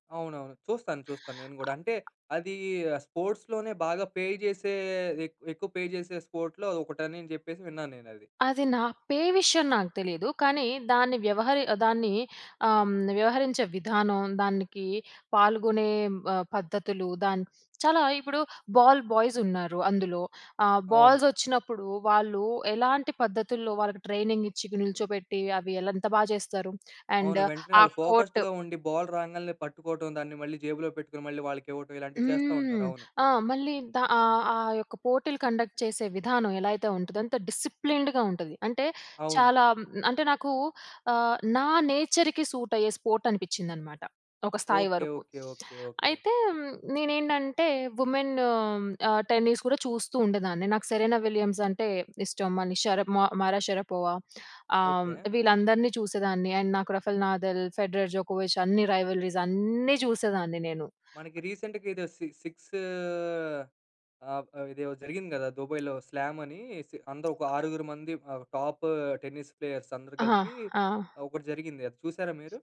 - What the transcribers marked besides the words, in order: other background noise; in English: "స్పోర్ట్స్"; in English: "పే"; in English: "పే"; in English: "స్పోర్ట్‌లో"; in English: "పే"; in English: "బాల్ బాయ్స్"; in English: "బాల్స్"; in English: "ట్రైనింగ్"; in English: "అండ్"; in English: "కో‌ర్ట్"; in English: "ఫోకస్డ్‌గా"; in English: "బాల్"; "రాంగానే" said as "రాంగాలనే"; drawn out: "హ్మ్"; in English: "కండక్ట్"; in English: "డిసిప్లిన్డ్‌గా"; in English: "నేచర్‌కి సూట్"; in English: "స్పోర్ట్"; in English: "విమెన్"; in English: "టెన్నిస్"; in English: "అండ్"; in English: "రైవలరీస్"; tapping; in English: "రీసెంట్‌గా"; in English: "సిక్స్"; in English: "స్లామ్"; in English: "టాప్ టెన్నిస్ ప్లేయర్స్"
- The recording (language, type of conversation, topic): Telugu, podcast, చిన్నప్పుడే మీకు ఇష్టమైన ఆట ఏది, ఎందుకు?